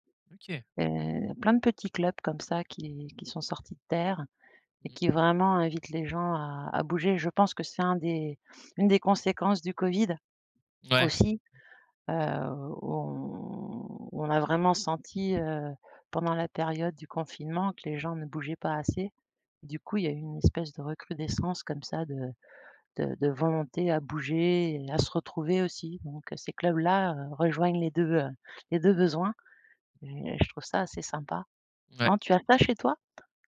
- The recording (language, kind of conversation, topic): French, unstructured, Quels sont les bienfaits surprenants de la marche quotidienne ?
- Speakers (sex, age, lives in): female, 50-54, France; male, 20-24, France
- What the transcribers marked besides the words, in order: other background noise; drawn out: "on"; tapping